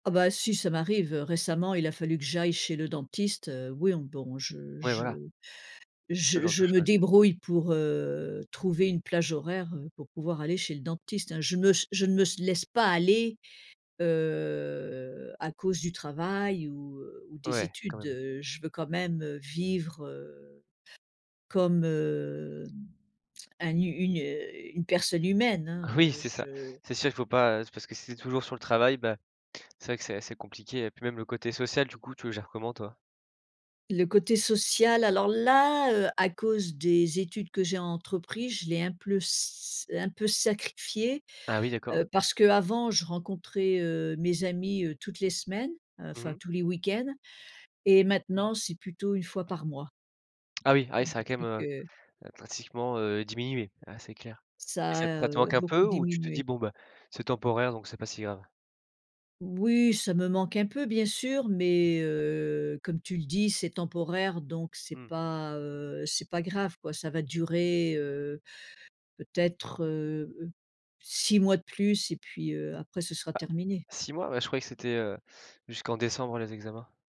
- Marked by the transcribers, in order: drawn out: "heu"; chuckle; stressed: "là"
- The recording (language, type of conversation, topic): French, podcast, Comment trouves-tu l’équilibre entre ta vie professionnelle et ta vie personnelle dans un quotidien toujours connecté ?